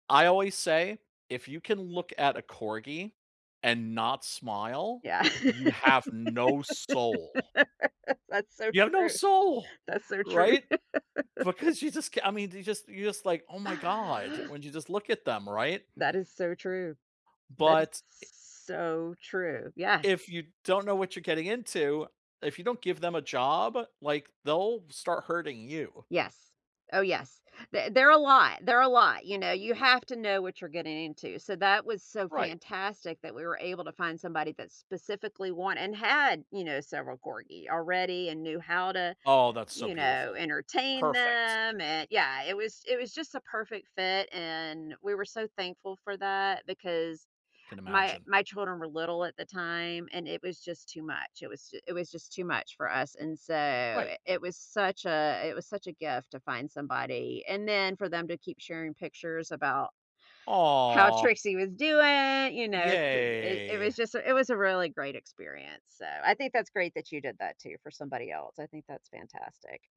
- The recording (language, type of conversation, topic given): English, unstructured, How can pets help teach empathy?
- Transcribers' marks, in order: laugh; laughing while speaking: "That's so true"; laugh; tapping; other noise; drawn out: "so"; drawn out: "Yay"